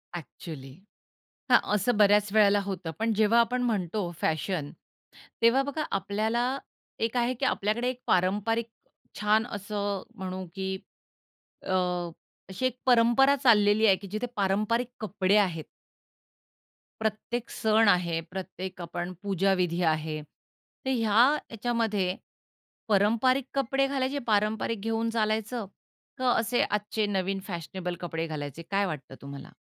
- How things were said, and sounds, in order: in English: "अ‍ॅक्चुअली"
- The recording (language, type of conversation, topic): Marathi, podcast, फॅशनसाठी तुम्हाला प्रेरणा कुठून मिळते?